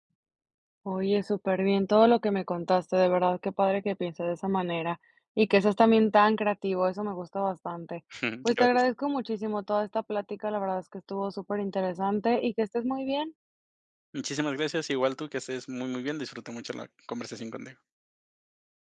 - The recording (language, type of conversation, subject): Spanish, podcast, ¿Cómo recuperas la confianza después de fallar?
- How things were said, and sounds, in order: chuckle